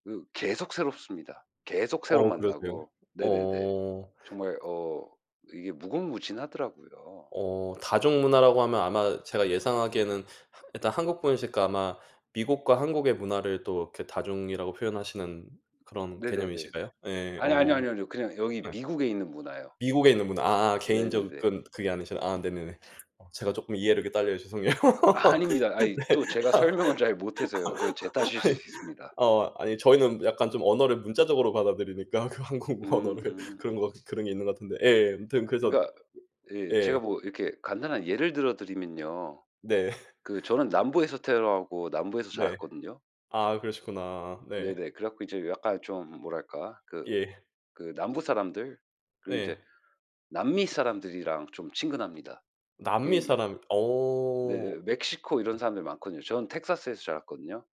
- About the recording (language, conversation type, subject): Korean, unstructured, 문화 차이 때문에 생겼던 재미있는 일이 있나요?
- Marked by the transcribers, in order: other background noise; laugh; laughing while speaking: "네"; laugh; laughing while speaking: "그 한국 언어를"; laugh